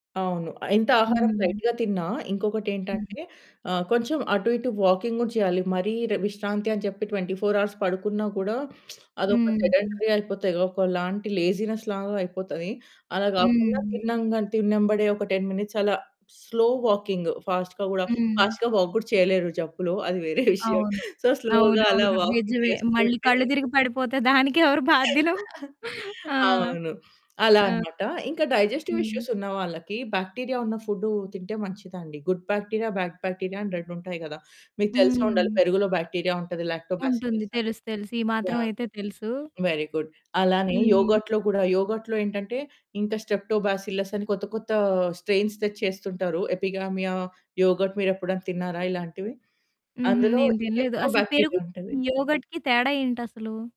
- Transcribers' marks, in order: in English: "లైట్‌గా"; in English: "వాకింగ్"; in English: "ట్వెంటీ ఫోర్ అవర్స్"; lip smack; in English: "సెడంటరీ"; in English: "లేజినెస్"; in English: "టెన్ మినిట్స్"; in English: "స్లో వాకింగ్ ఫాస్ట్‌గా"; in English: "ఫాస్ట్‌గా వాక్"; laughing while speaking: "అది వేరే విషయం"; in English: "సో, స్లో‌గా"; in English: "వాకింగ్"; laugh; laughing while speaking: "దానికెవరు బాధ్యులు?"; in English: "డైజెస్టివ్"; in English: "బాక్టీరియా"; in English: "గుడ్ బాక్టీరియా, బాడ్ బాక్టీరియా"; in English: "బాక్టీరియా"; in English: "వెరీ గుడ్"; in English: "యోగర్ట్‌లో"; in English: "యోగర్ట్‌లో"; in English: "స్ట్రెప్టోబాసిల్లస్"; in English: "స్ట్రెయిన్స్"; in English: "ఎపిగామియా యోగర్ట్"; distorted speech; in English: "బాక్టీరియా"; in English: "యోగర్ట్‌కి"
- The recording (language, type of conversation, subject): Telugu, podcast, ఇంట్లో ఎవరికైనా జబ్బు ఉన్నప్పుడు మీరు వంటల్లో ఏ మార్పులు చేస్తారు?